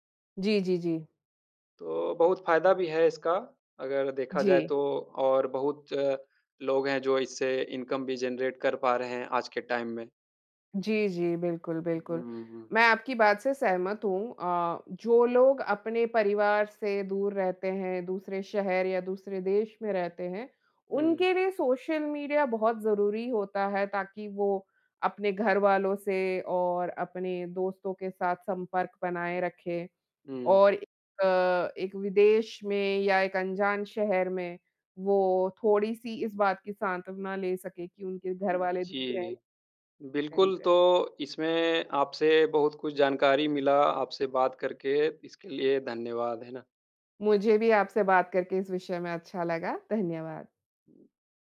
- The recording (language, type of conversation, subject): Hindi, unstructured, आपके जीवन में सोशल मीडिया ने क्या बदलाव लाए हैं?
- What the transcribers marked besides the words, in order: in English: "इनकम"; in English: "जनरेट"; in English: "टाइम"; unintelligible speech